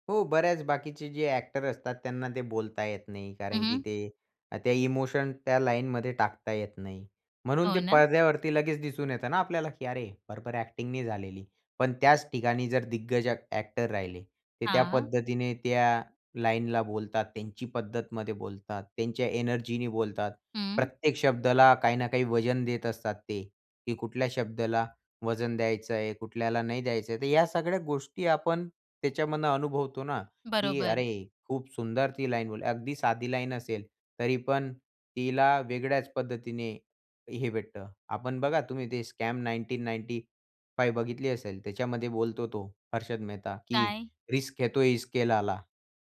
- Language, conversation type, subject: Marathi, podcast, सिनेमा पाहून प्रेरणा मिळाल्यावर तू काय काय टिपून ठेवतोस?
- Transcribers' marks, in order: in English: "ॲक्टिंग"; in English: "स्कॅम नाईनटीन नाइंटी फाइव्ह"; in English: "रिस्क"; in Hindi: "है तो इस्क है लाला"